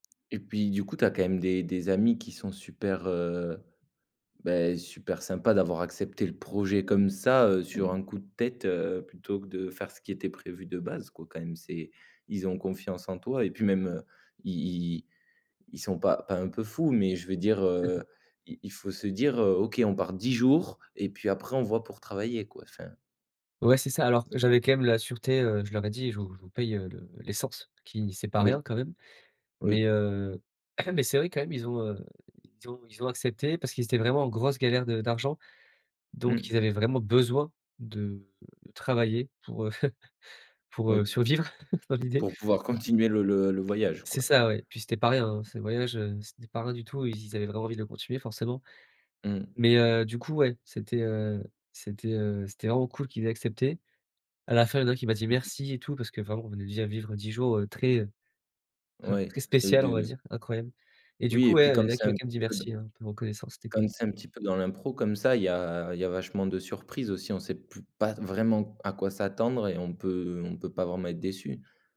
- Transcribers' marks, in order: other background noise; chuckle; tapping; cough; stressed: "grosse"; other noise; stressed: "besoin"; chuckle
- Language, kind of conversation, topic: French, podcast, Peux-tu raconter une aventure improvisée qui s’est super bien passée ?
- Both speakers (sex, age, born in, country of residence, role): male, 20-24, France, France, guest; male, 20-24, France, France, host